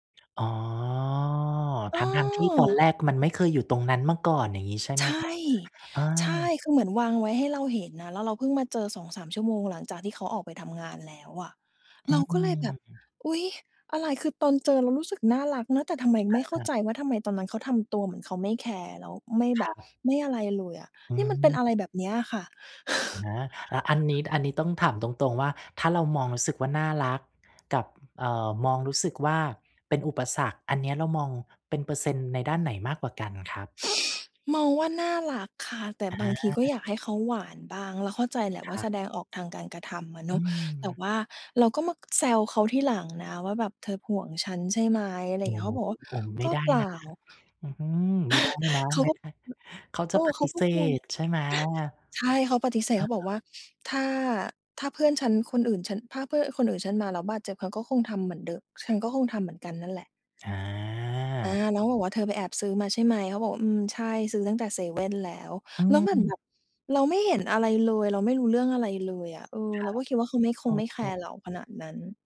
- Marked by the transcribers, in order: drawn out: "อ๋อ"; chuckle; sniff; chuckle
- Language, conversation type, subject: Thai, advice, ฉันควรสื่อสารกับแฟนอย่างไรเมื่อมีความขัดแย้งเพื่อแก้ไขอย่างสร้างสรรค์?